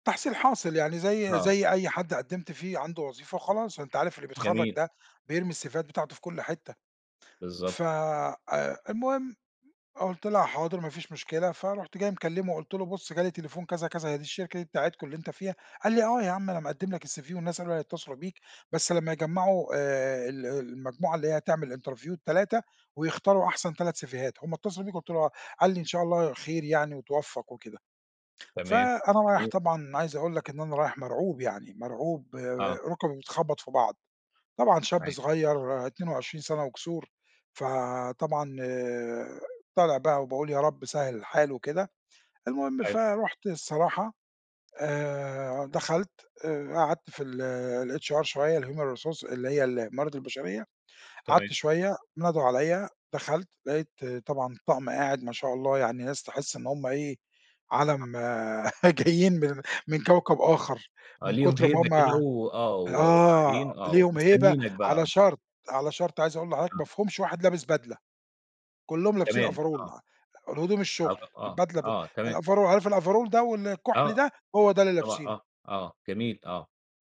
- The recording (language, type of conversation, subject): Arabic, podcast, إزاي وصلت للوظيفة اللي إنت فيها دلوقتي؟
- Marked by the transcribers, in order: in English: "السيفيهات"; in English: "الCV"; in English: "interview"; in English: "سيفيهات"; in English: "الHR"; in English: "الhuman resource"; laugh; laughing while speaking: "جايين"; in English: "overall"; in English: "الoverall"; in English: "overall"